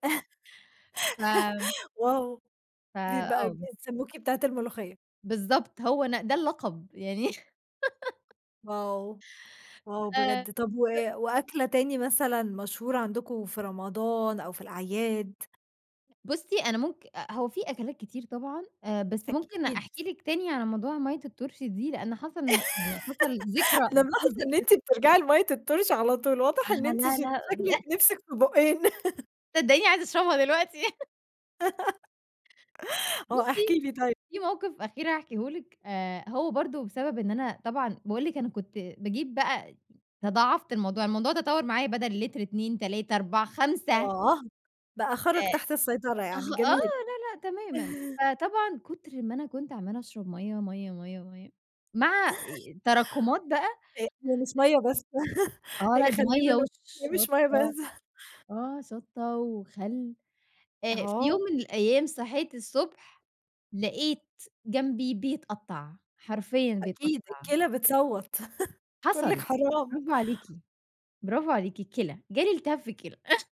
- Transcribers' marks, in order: chuckle; laughing while speaking: "يعني"; laugh; tapping; other background noise; laugh; laughing while speaking: "أنا ملاحظة إن أنتِ بترجَعي … نِفسِك في بوقّين"; chuckle; chuckle; laugh; chuckle; chuckle; laughing while speaking: "إن هي مش ميّة بس"; background speech; chuckle; chuckle
- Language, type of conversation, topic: Arabic, podcast, إيه أكتر أكلة من زمان بتفكّرك بذكرى لحد دلوقتي؟